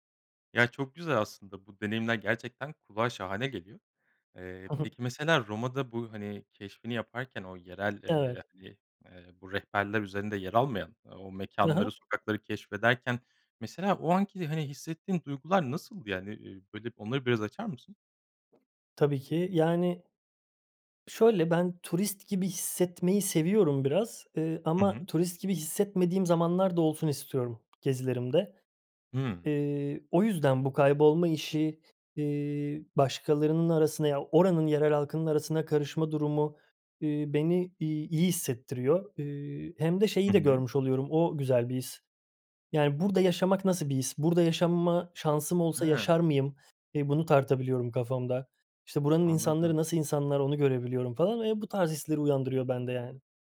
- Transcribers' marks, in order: other background noise; tapping; "yaşama" said as "yaşamma"
- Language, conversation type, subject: Turkish, podcast, En iyi seyahat tavsiyen nedir?